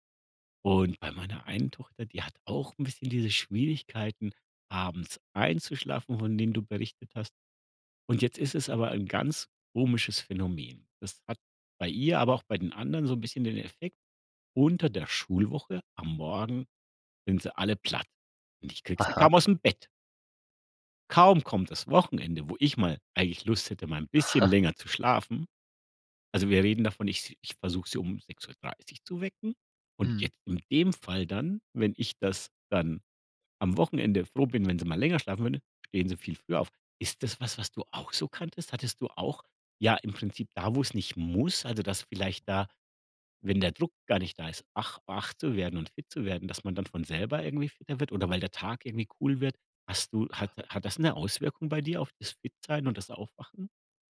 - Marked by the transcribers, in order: chuckle; other background noise
- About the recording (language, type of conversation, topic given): German, podcast, Was hilft dir, morgens wach und fit zu werden?